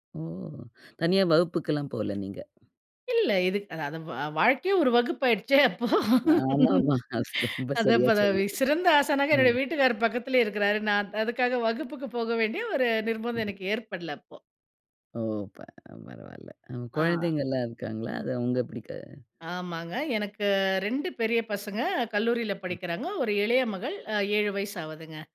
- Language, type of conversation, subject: Tamil, podcast, வீட்டில் உங்களுக்கு மொழியும் மரபுகளும் எப்படிக் கற்பிக்கப்பட்டன?
- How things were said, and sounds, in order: laugh; laughing while speaking: "அது ரொம்ப சரியா சொன்னீங்க, ம்"; tapping; other noise